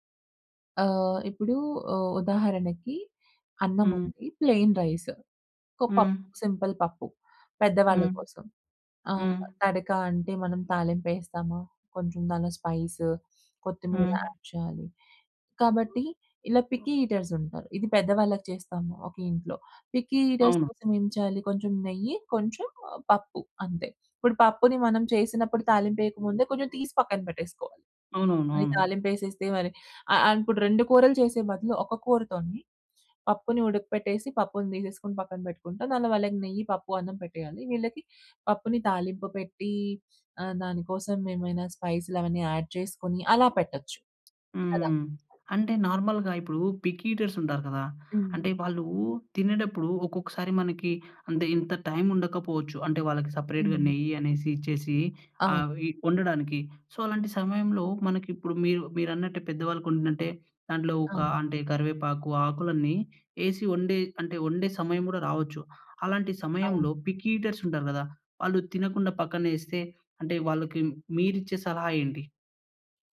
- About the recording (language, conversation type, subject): Telugu, podcast, పికీగా తినేవారికి భోజనాన్ని ఎలా సరిపోయేలా మార్చాలి?
- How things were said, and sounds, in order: in English: "ప్లెయిన్ రైస్"; in English: "సింపుల్"; in English: "స్పైస్"; in English: "యాడ్"; in English: "పిక్కీ ఈటర్స్"; in English: "పిక్కీ ఈటర్స్"; in English: "యాడ్"; tapping; in English: "నార్మల్‍గా"; other background noise; in English: "పిక్కీ ఈటర్స్"; in English: "సెపరేట్‌గా"; in English: "సో"; in English: "పిక్కీ ఈటర్స్"